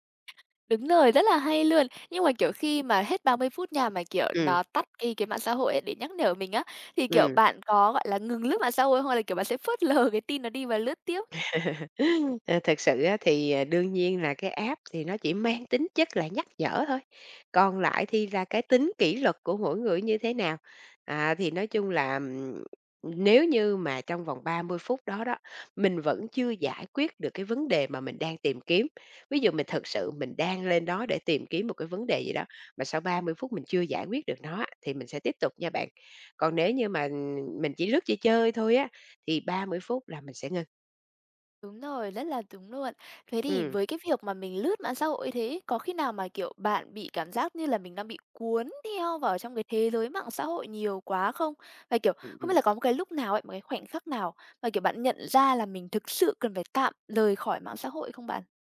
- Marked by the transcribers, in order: tapping; laughing while speaking: "lờ"; chuckle; in English: "app"; alarm
- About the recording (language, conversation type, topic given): Vietnamese, podcast, Bạn cân bằng thời gian dùng mạng xã hội với đời sống thực như thế nào?